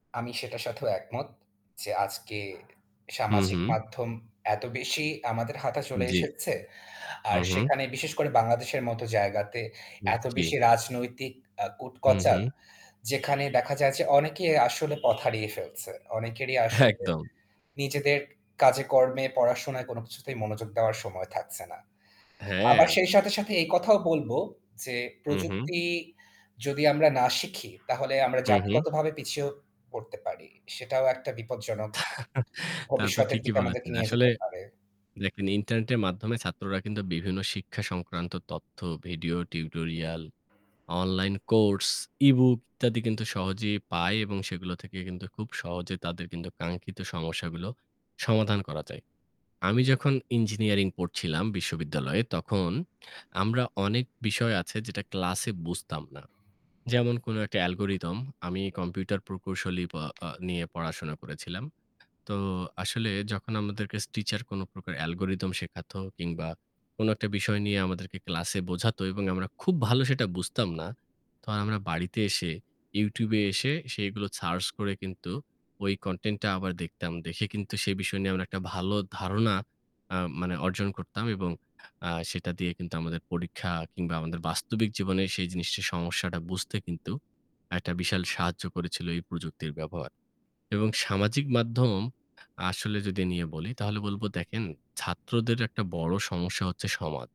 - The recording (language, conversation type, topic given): Bengali, unstructured, কেন অনেক শিক্ষার্থী পড়াশোনায় আগ্রহ হারিয়ে ফেলে?
- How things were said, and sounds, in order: static; "কুটচাল" said as "কুটকচাল"; horn; chuckle